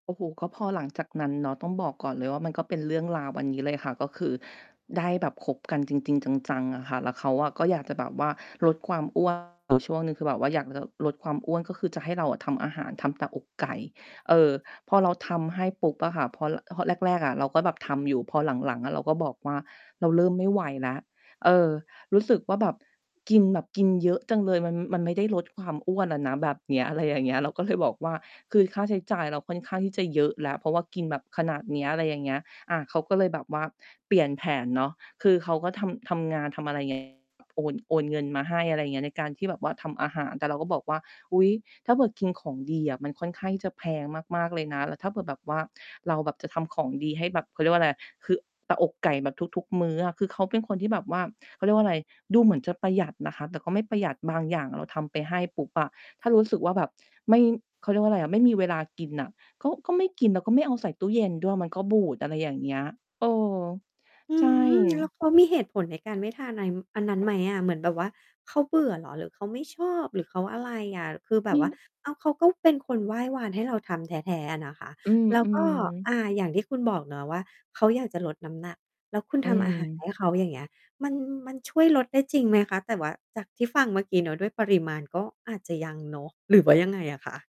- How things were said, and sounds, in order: distorted speech; mechanical hum; tapping
- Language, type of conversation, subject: Thai, podcast, มีมื้ออาหารไหนที่คุณทำขึ้นมาเพราะอยากดูแลใครสักคนบ้าง?